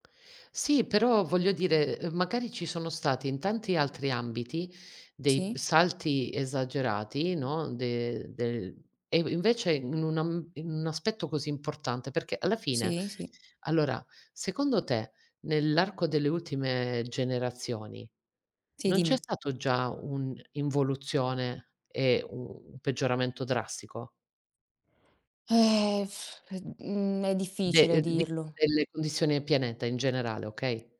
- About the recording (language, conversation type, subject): Italian, unstructured, Come immagini il futuro se continuiamo a danneggiare il pianeta?
- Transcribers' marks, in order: tapping; lip trill